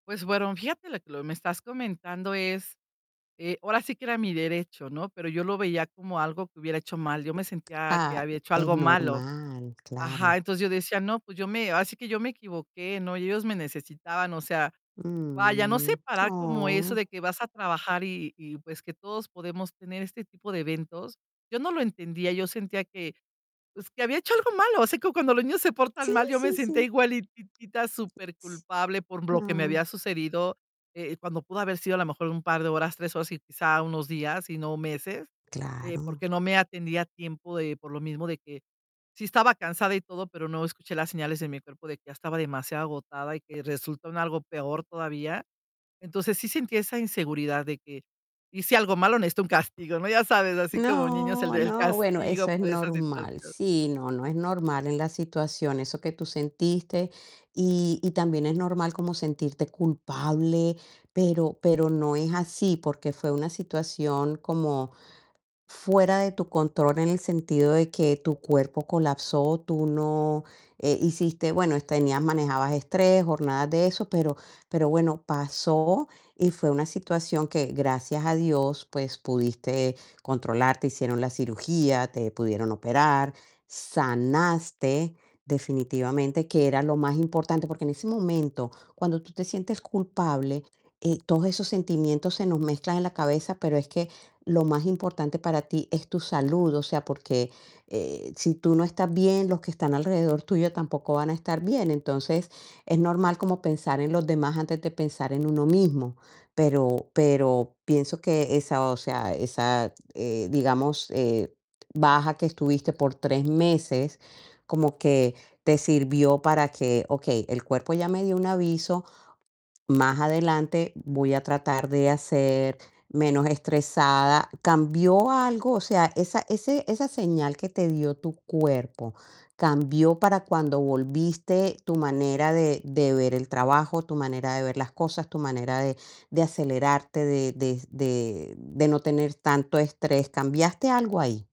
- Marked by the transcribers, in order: "bueno" said as "bueron"; static; tapping; other noise
- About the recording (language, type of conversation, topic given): Spanish, advice, ¿Cómo ha sido tu regreso al trabajo después de una baja por agotamiento y qué miedos tienes ahora?